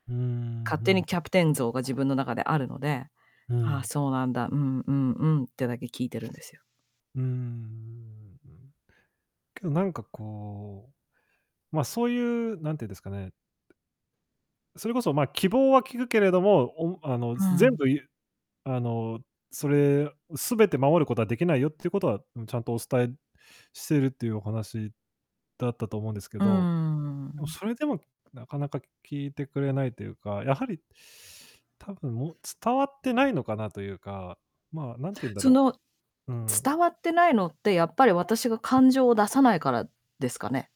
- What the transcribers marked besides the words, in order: static; other background noise; tapping
- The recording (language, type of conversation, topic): Japanese, advice, 感情を抑え続けた結果、心身ともに疲れている状態とはどのようなものですか？